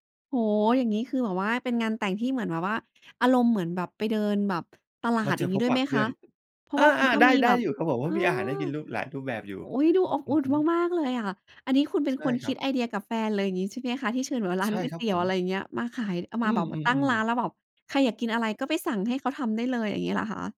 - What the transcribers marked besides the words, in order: other background noise; tapping
- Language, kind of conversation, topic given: Thai, podcast, คุณรู้สึกอย่างไรในวันแต่งงานของคุณ?